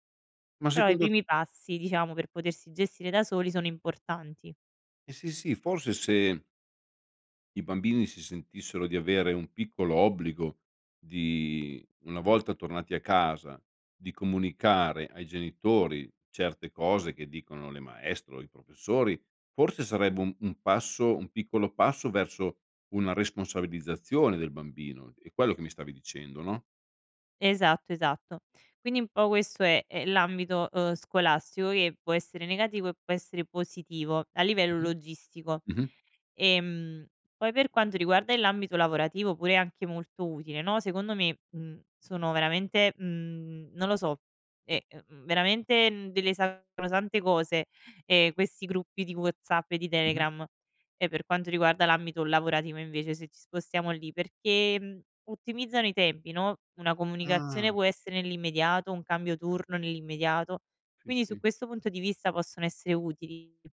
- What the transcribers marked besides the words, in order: none
- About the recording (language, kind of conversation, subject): Italian, podcast, Che ruolo hanno i gruppi WhatsApp o Telegram nelle relazioni di oggi?